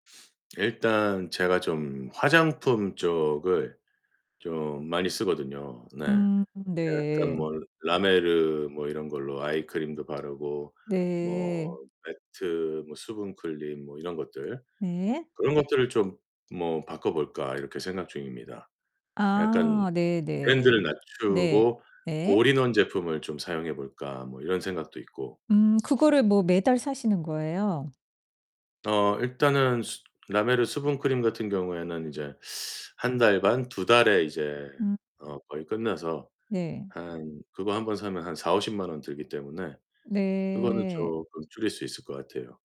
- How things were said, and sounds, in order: sniff; distorted speech; tapping; "수분크림" said as "클림"; other background noise; drawn out: "네"
- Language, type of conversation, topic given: Korean, advice, 경제적 압박 때문에 생활방식을 바꿔야 할 것 같다면, 어떤 상황인지 설명해 주실 수 있나요?